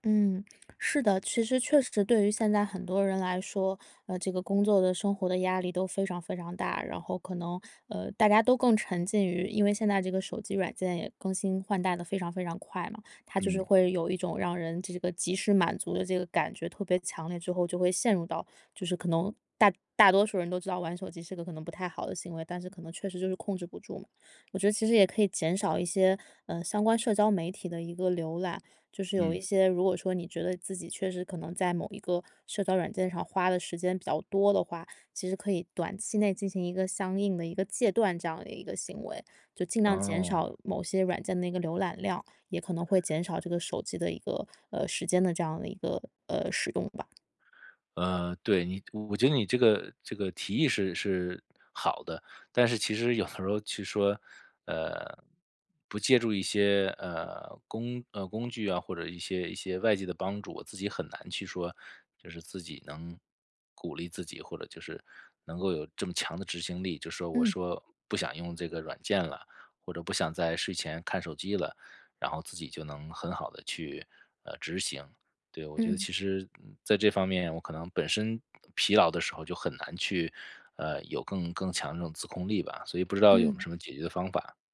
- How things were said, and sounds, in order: other background noise
- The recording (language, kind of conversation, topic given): Chinese, advice, 睡前如何做全身放松练习？